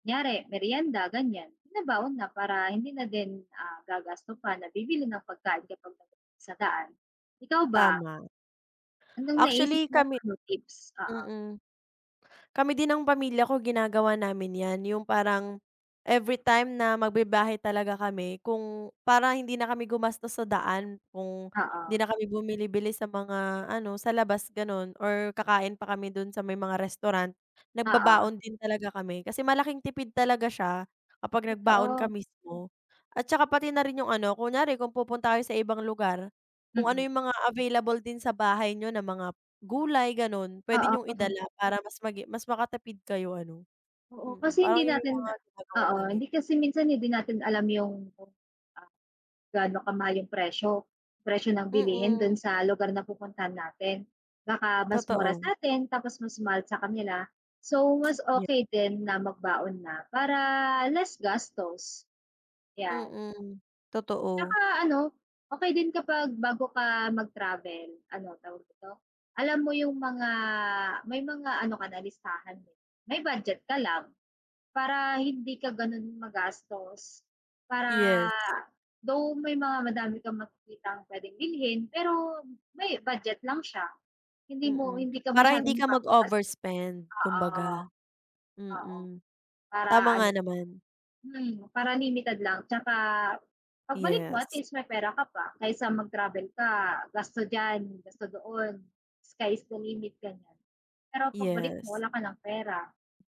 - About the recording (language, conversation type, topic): Filipino, unstructured, Ano ang mga paraan para makatipid sa mga gastos habang naglalakbay?
- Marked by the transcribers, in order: unintelligible speech; tapping; other background noise; teeth sucking; in English: "sky is the limit"